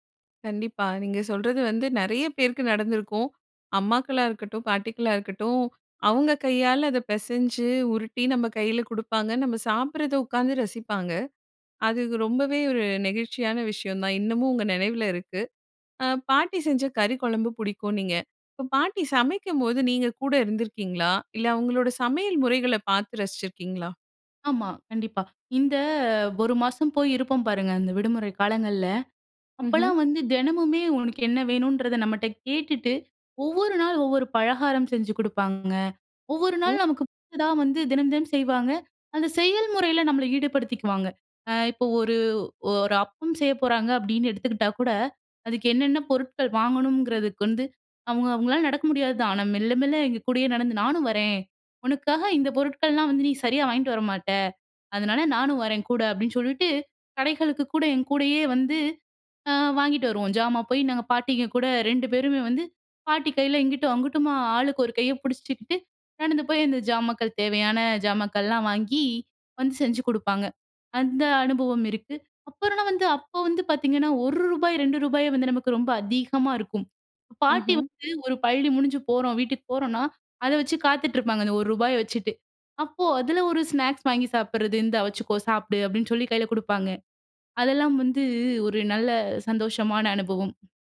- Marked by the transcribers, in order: in English: "ஸ்நாக்ஸ்"
- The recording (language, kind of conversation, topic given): Tamil, podcast, பாட்டி சமையல் செய்யும்போது உங்களுக்கு மறக்க முடியாத பரபரப்பான சம்பவம் ஒன்றைச் சொல்ல முடியுமா?